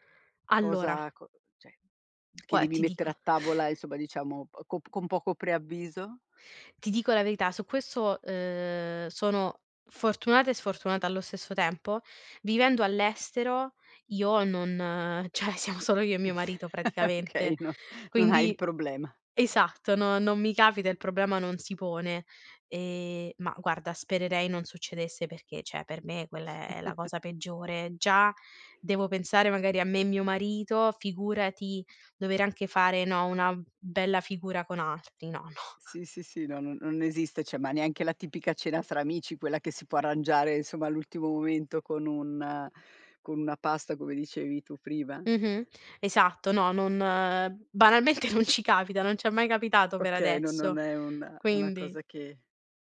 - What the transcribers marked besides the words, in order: "cioè" said as "ceh"; chuckle; laughing while speaking: "ceh siamo"; "cioè" said as "ceh"; giggle; laughing while speaking: "Okay no non hai"; "cioè" said as "ceh"; tapping; chuckle; "cioè" said as "ceh"; laughing while speaking: "banalmente non"
- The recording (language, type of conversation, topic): Italian, podcast, Come prepari piatti nutrienti e veloci per tutta la famiglia?